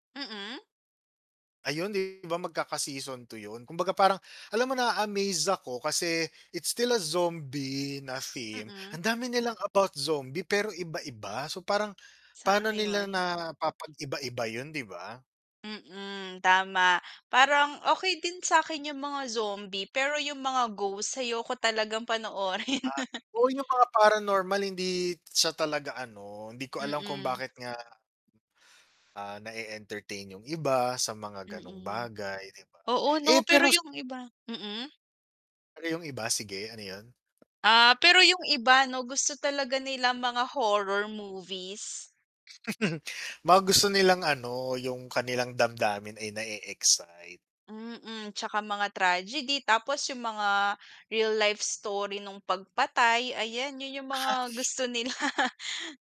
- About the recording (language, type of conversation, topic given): Filipino, unstructured, Ano ang unang pelikula na talagang nagustuhan mo, at bakit?
- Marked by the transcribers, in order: distorted speech; laughing while speaking: "panoorin"; chuckle; laughing while speaking: "nila"